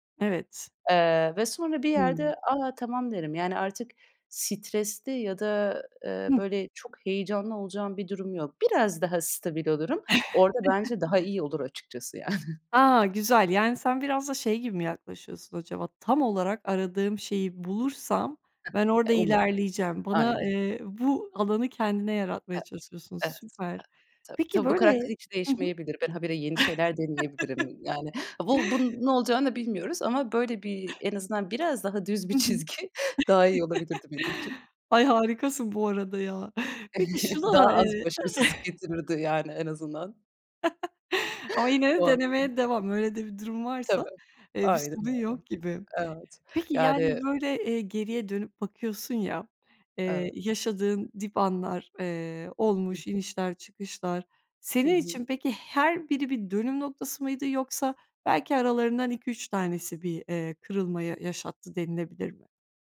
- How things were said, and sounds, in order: chuckle; other background noise; laughing while speaking: "yani"; other noise; laugh; laughing while speaking: "çizgi"; chuckle; laughing while speaking: "Daha az başarısızlık getirirdi, yani, en azından"; chuckle
- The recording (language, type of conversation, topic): Turkish, podcast, Başarısızlıklardan sonra nasıl toparlanıyorsun?